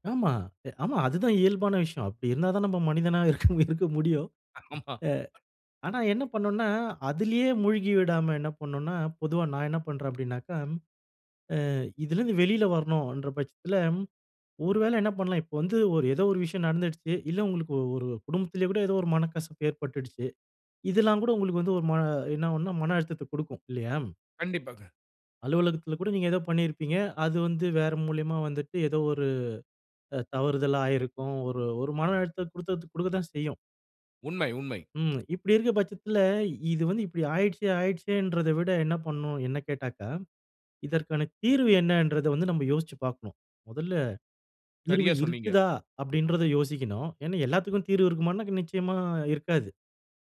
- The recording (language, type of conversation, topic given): Tamil, podcast, அழுத்தம் அதிகமான நாளை நீங்கள் எப்படிச் சமாளிக்கிறீர்கள்?
- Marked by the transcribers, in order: laughing while speaking: "நம்ப மனிதனாவே இருக்க இருக்க முடியும்"; laughing while speaking: "ஆமா. அ"; "பண்ணுறேன்" said as "பண்றேன்"; "வேளை" said as "வேள"; "இல்லை" said as "இல்ல"; lip smack; drawn out: "நிச்சயமா"